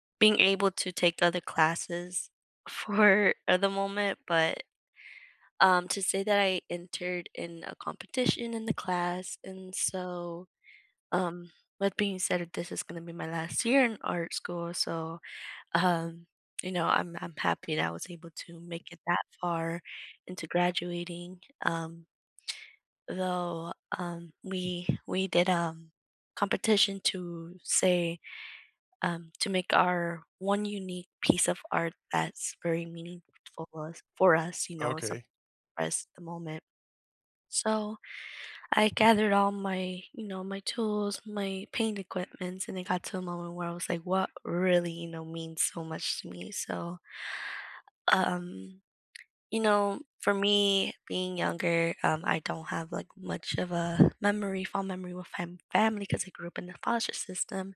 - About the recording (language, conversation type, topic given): English, unstructured, What’s a recent small win you’re proud to share, and how can we celebrate it together?
- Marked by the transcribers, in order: laughing while speaking: "four"; laughing while speaking: "um"; tapping